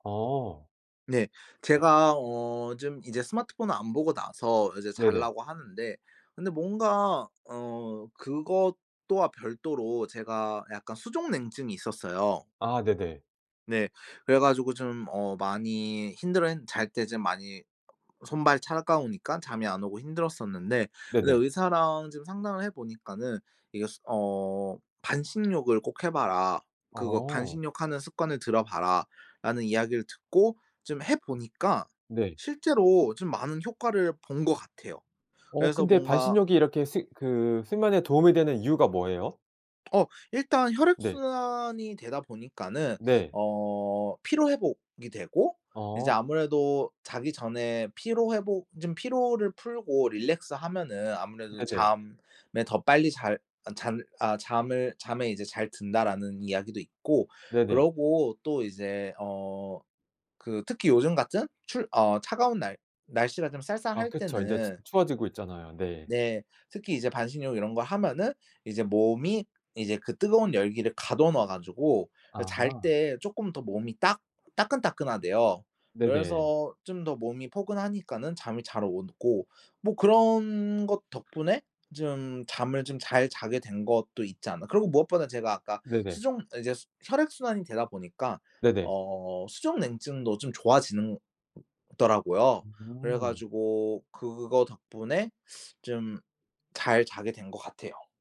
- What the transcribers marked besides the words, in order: "들여 봐라" said as "들어 봐라"; in English: "relax"; other background noise
- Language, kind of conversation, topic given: Korean, podcast, 잠을 잘 자려면 어떤 습관을 지키면 좋을까요?